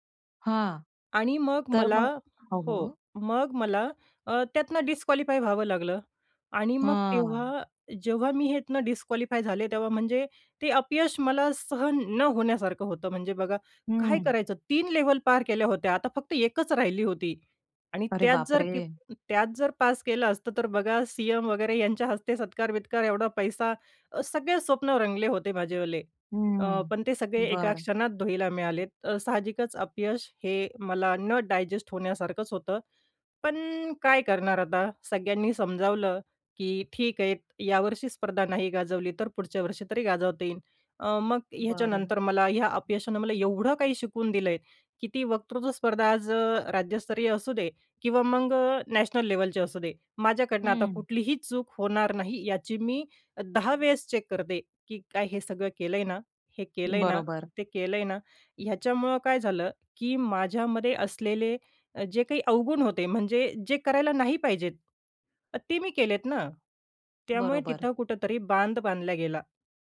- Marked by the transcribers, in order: in English: "डिस्क्वालिफाय"; other noise; drawn out: "हां"; in English: "डिस्क्वालिफाय"; surprised: "अरे बाप रे!"; tapping; in English: "डायजेस्ट"; in English: "नॅशनल लेव्हलची"; in English: "चेक"
- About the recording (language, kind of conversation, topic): Marathi, podcast, अपयशामुळे सर्जनशील विचारांना कोणत्या प्रकारे नवी दिशा मिळते?